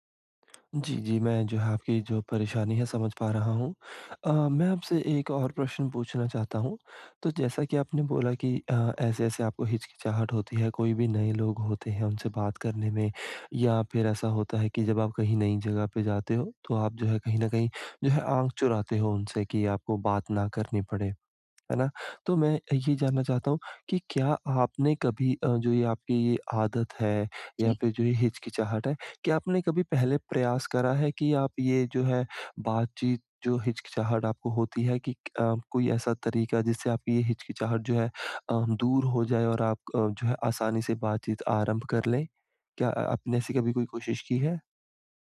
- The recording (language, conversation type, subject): Hindi, advice, मैं बातचीत शुरू करने में हिचकिचाहट कैसे दूर करूँ?
- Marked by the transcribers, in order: tapping